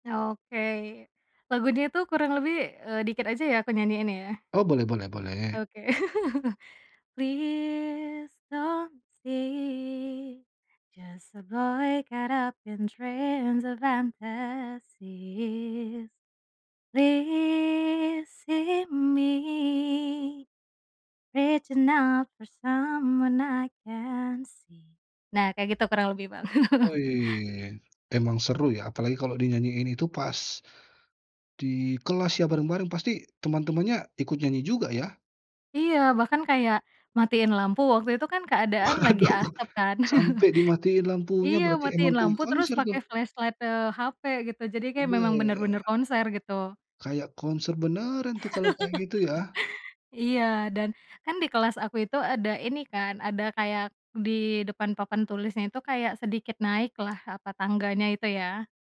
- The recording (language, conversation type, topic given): Indonesian, podcast, Lagu apa yang mengingatkanmu pada masa SMA?
- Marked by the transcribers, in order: laugh; singing: "Please, don't see. Just a … I can't see"; laugh; laughing while speaking: "Waduh!"; laugh; in English: "flashlight-nya"; laugh